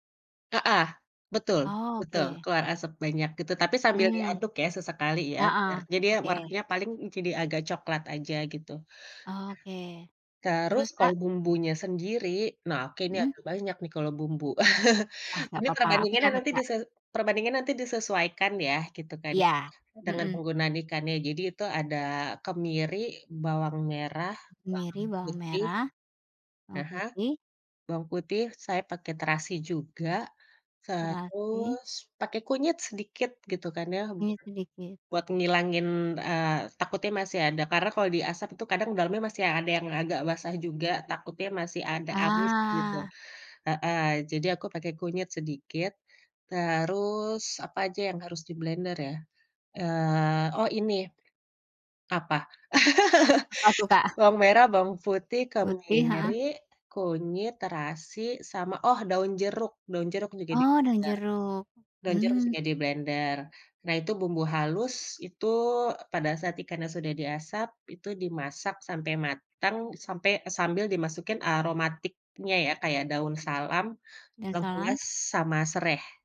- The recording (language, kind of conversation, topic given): Indonesian, podcast, Pengalaman memasak apa yang paling sering kamu ulangi di rumah, dan kenapa?
- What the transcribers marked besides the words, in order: tapping; chuckle; laugh; other background noise